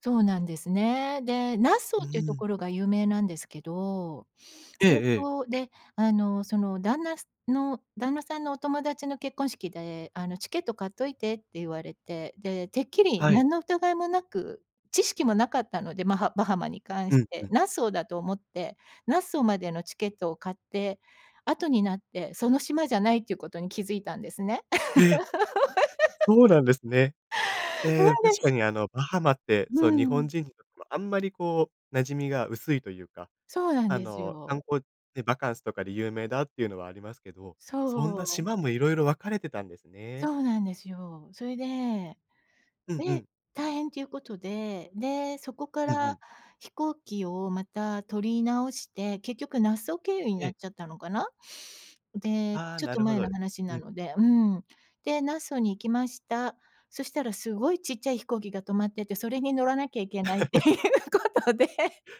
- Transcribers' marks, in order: other noise; laugh; laughing while speaking: "いけないっていうことで"; laugh
- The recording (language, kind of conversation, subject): Japanese, podcast, 旅行で一番印象に残った体験は何ですか？